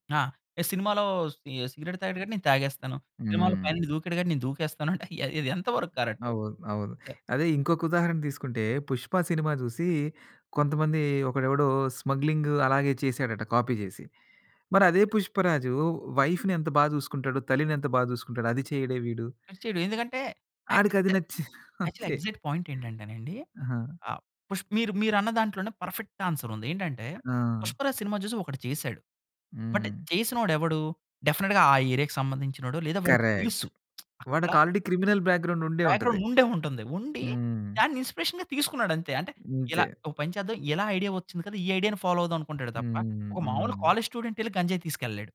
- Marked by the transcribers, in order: in English: "సి సి సిగరెట్"; other background noise; in English: "కరెక్ట్?"; other noise; in English: "స్మగ్లింగ్"; in English: "కాపీ"; in English: "వైఫ్‌ని"; in English: "ట్రస్ట్"; unintelligible speech; in English: "యాక్చువల్లీ ఎగ్జాక్ట్ పాయింట్"; chuckle; in English: "పర్ఫెక్ట్ ఆన్సర్"; in English: "బట్"; in English: "డెఫినిట్‌గా"; in English: "ఏరియాకి"; in English: "కరెక్ట్"; lip smack; in English: "ఆల్రెడీ క్రిమినల్ బ్యాగ్రౌండ్"; in English: "బ్యాగ్రౌండ్"; in English: "ఇన్‌స్పిరేషన్‌గా"; in English: "ఫాలో"; in English: "కాలేజ్ స్టూడెంట్"
- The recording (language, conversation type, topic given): Telugu, podcast, సినిమాలు ఆచారాలను ప్రశ్నిస్తాయా, లేక వాటిని స్థిరపరుస్తాయా?